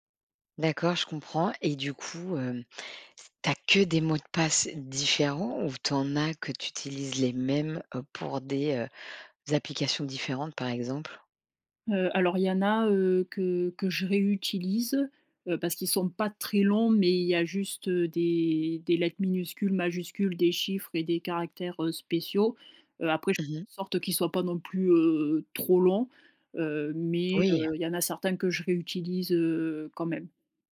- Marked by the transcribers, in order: stressed: "que"
- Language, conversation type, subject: French, podcast, Comment protéger facilement nos données personnelles, selon toi ?
- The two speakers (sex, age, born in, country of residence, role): female, 25-29, France, France, guest; female, 40-44, France, France, host